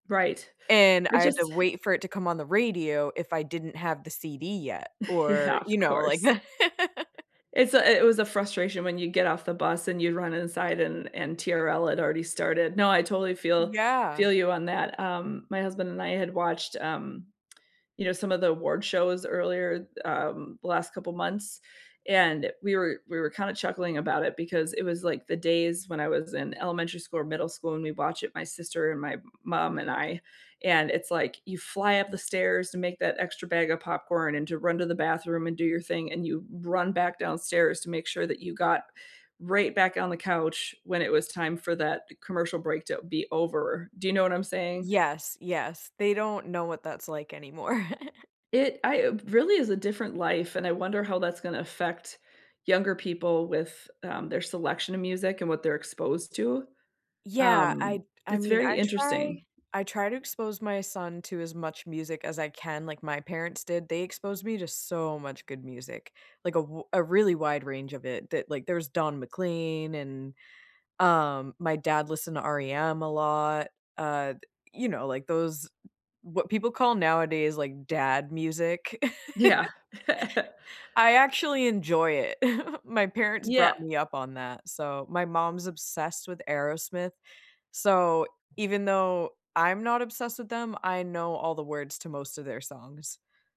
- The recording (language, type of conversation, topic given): English, unstructured, What kind of music makes you feel happiest?
- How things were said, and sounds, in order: laughing while speaking: "Yeah"; laughing while speaking: "that"; laugh; laughing while speaking: "anymore"; other background noise; laugh; chuckle